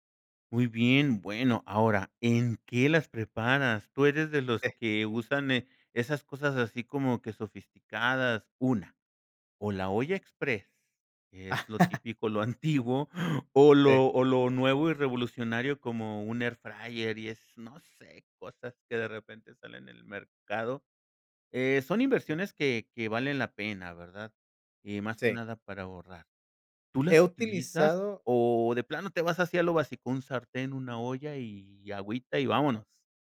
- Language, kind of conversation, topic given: Spanish, podcast, ¿Cómo cocinas cuando tienes poco tiempo y poco dinero?
- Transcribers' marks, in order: laugh; other background noise